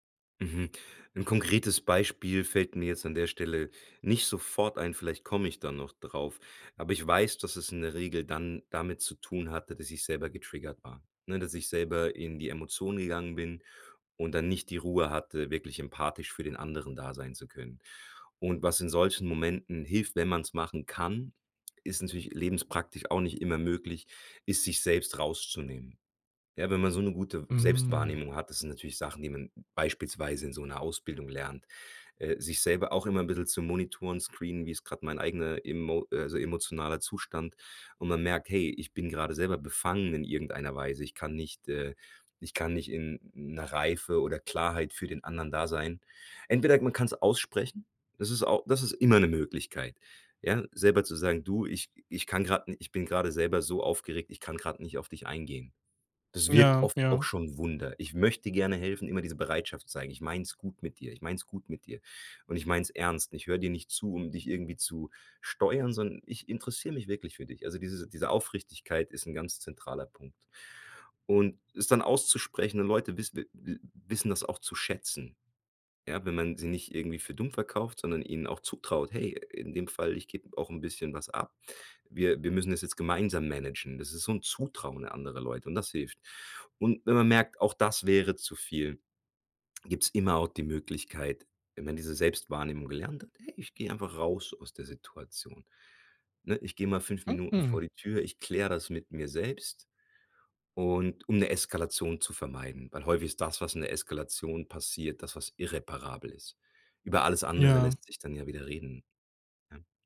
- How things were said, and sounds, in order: in English: "getriggert"; other noise; drawn out: "Mm"; in English: "monitoren screenen"; in English: "managen"
- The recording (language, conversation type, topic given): German, podcast, Wie zeigst du Empathie, ohne gleich Ratschläge zu geben?